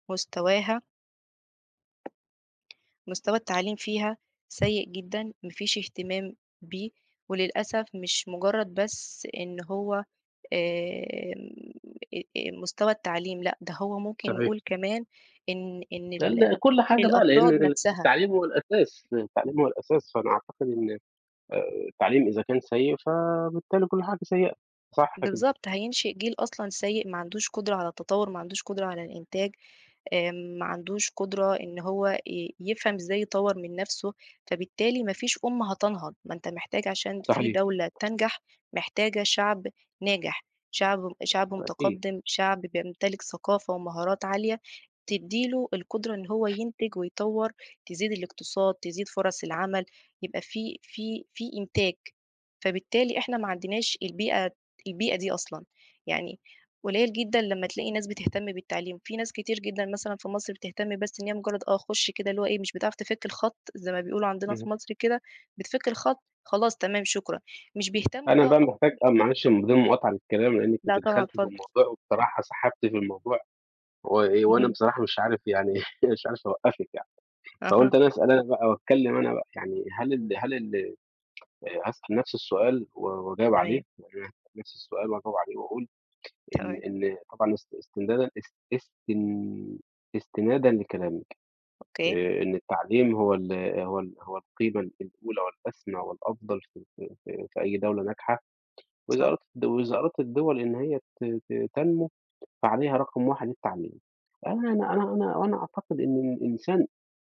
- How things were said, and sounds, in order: tapping; other background noise; other noise; chuckle
- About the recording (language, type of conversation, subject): Arabic, unstructured, إزاي التعليم ممكن يساهم في بناء المجتمع؟